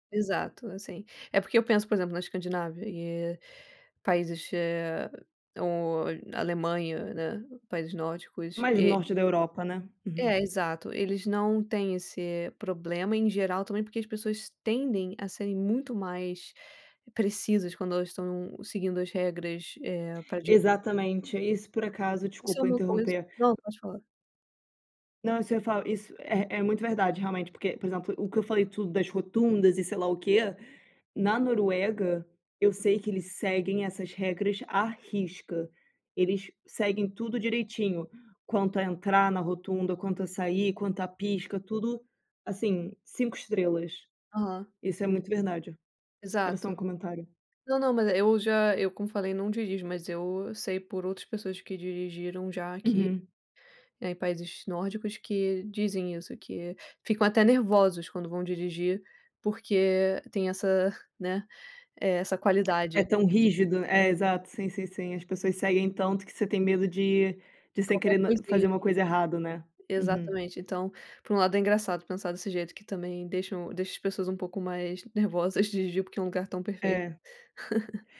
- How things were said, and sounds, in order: other background noise; tapping; giggle
- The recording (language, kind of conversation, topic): Portuguese, unstructured, O que mais te irrita no comportamento das pessoas no trânsito?